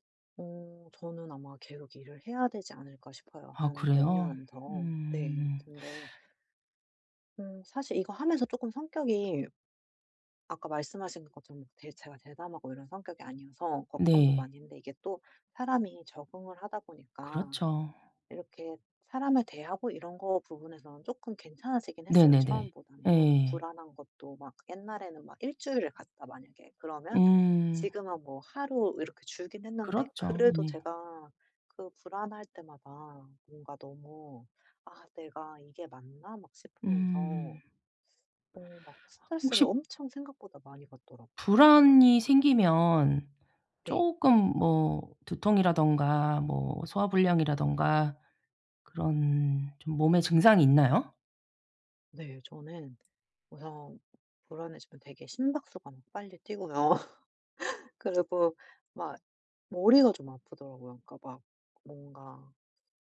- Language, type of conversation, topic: Korean, advice, 복잡한 일을 앞두고 불안감과 자기의심을 어떻게 줄일 수 있을까요?
- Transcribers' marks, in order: tapping; other background noise; laugh